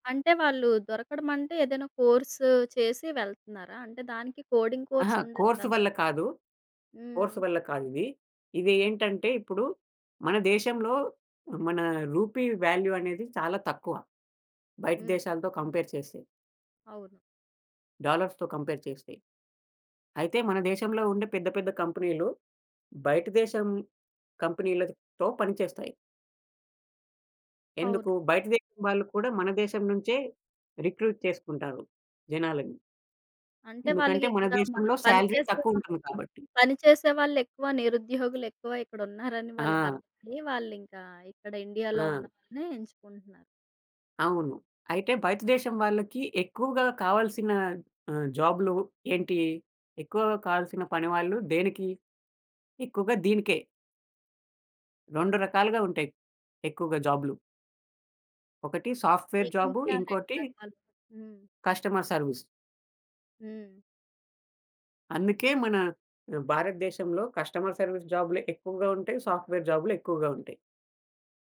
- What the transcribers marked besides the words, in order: in English: "కోడింగ్ కోర్స్"; in English: "కోర్స్"; in English: "కోర్స్"; in English: "రూపీ వాల్యూ"; in English: "కంపేర్"; other background noise; in English: "డాలర్స్‌తో కంపేర్"; in English: "రిక్రూట్"; in English: "శాలరీ"; chuckle; in English: "సాఫ్ట్‌వేర్"; in English: "కస్టమర్ సర్విస్"; in English: "కస్టమర్ సర్విస్"; in English: "సాఫ్ట్‌వేర్"
- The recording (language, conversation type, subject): Telugu, podcast, పాత ఉద్యోగాన్ని వదిలి కొత్త ఉద్యోగానికి మారాలని మీరు ఎలా నిర్ణయించుకున్నారు?